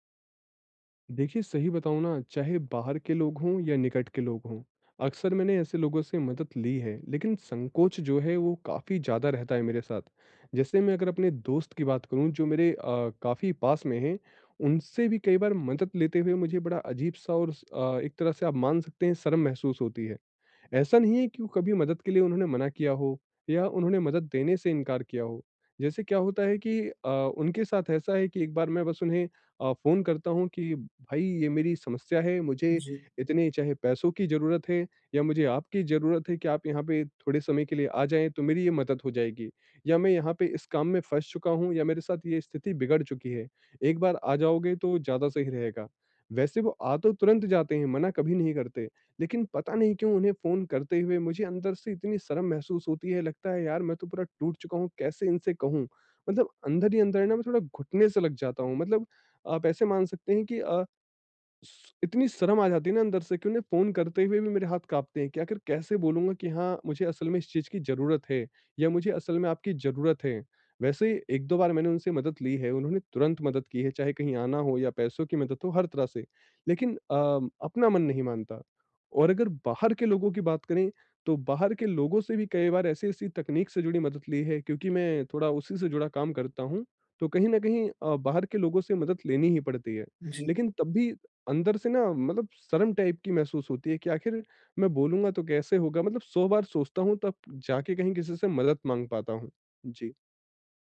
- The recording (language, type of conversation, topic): Hindi, advice, मदद कब चाहिए: संकेत और सीमाएँ
- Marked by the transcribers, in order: in English: "टाइप"